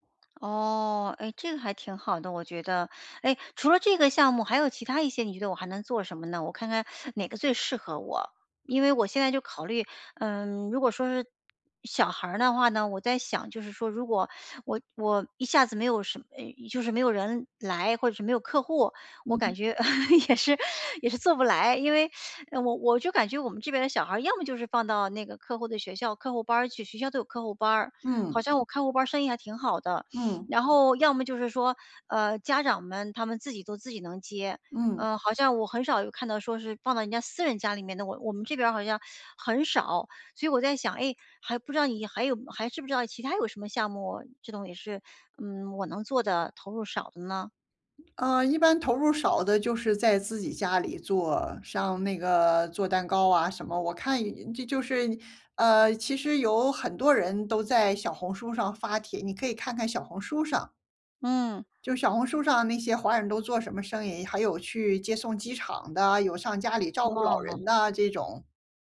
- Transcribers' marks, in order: teeth sucking; teeth sucking; laugh; laughing while speaking: "也是 也是做不来"; teeth sucking; sniff; teeth sucking; other background noise
- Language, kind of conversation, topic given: Chinese, advice, 在资金有限的情况下，我该如何开始一个可行的创业项目？